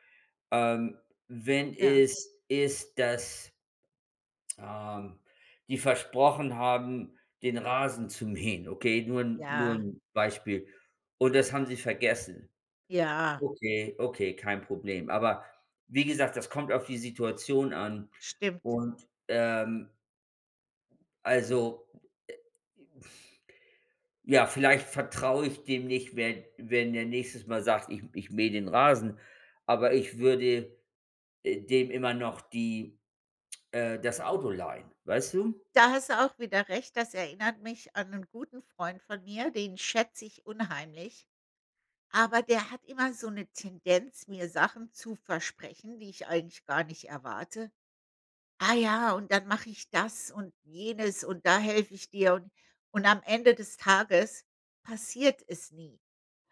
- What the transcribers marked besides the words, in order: none
- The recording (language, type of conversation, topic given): German, unstructured, Wie kann man Vertrauen in einer Beziehung aufbauen?